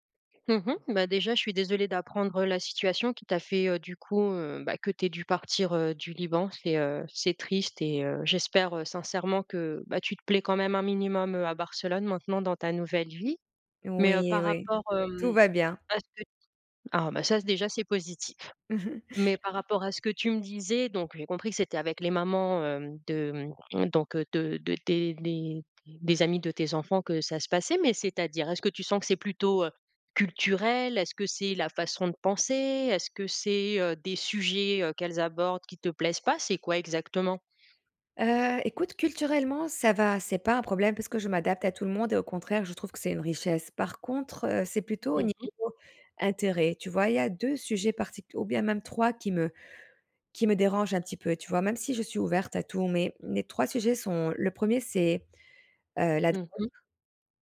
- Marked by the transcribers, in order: laughing while speaking: "Mmh mh"; stressed: "culturel"; unintelligible speech
- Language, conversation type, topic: French, advice, Pourquoi est-ce que je me sens mal à l’aise avec la dynamique de groupe quand je sors avec mes amis ?